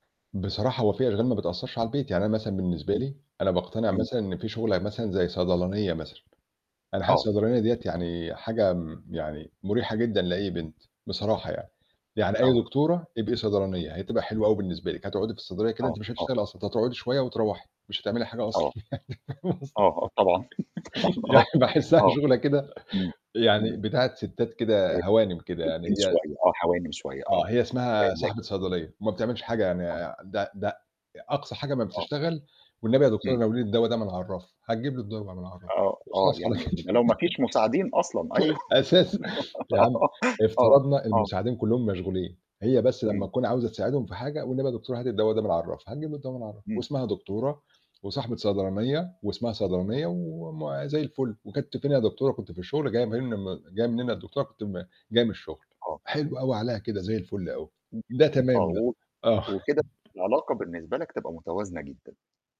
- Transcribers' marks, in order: static; laugh; laughing while speaking: "طبعًا آه"; laugh; unintelligible speech; laughing while speaking: "يعني باحسها شغلة كده"; distorted speech; unintelligible speech; laughing while speaking: "وخلاص على كده. أساس"; laugh; tapping; chuckle
- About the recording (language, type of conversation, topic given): Arabic, podcast, إيه الحاجات اللي بتأثر عليك وإنت بتختار شريك حياتك؟